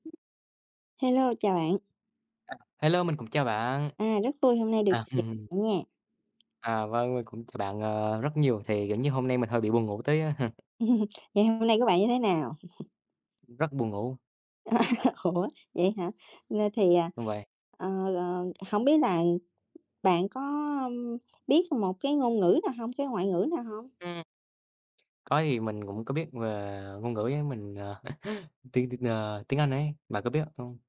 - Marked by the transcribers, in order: other background noise; tapping; chuckle; unintelligible speech; chuckle; laugh; laughing while speaking: "Ủa"; chuckle
- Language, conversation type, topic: Vietnamese, unstructured, Bạn nghĩ sao về việc học nhiều ngoại ngữ từ khi còn nhỏ?